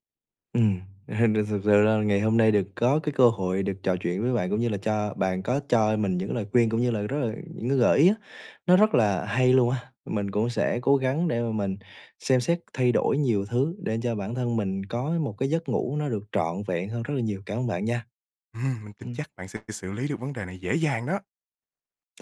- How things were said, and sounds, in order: laughing while speaking: "thì"; laughing while speaking: "Ừm"; other background noise
- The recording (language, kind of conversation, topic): Vietnamese, advice, Vì sao tôi thường thức giấc nhiều lần giữa đêm và không thể ngủ lại được?